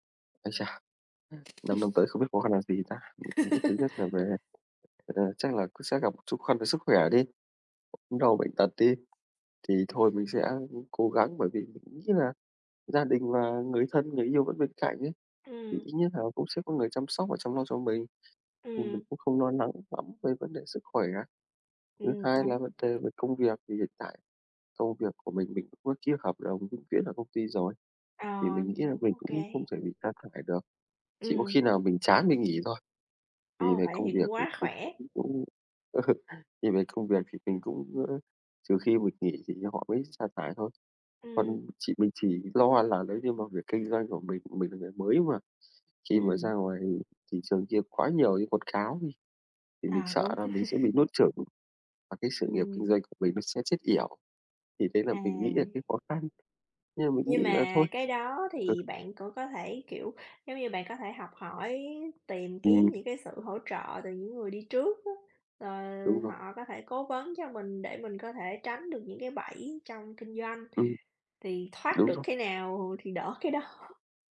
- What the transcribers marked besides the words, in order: laugh; other background noise; other noise; tapping; laugh; chuckle; chuckle; laughing while speaking: "đỡ cái đó"
- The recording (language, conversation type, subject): Vietnamese, unstructured, Bạn mong muốn đạt được điều gì trong 5 năm tới?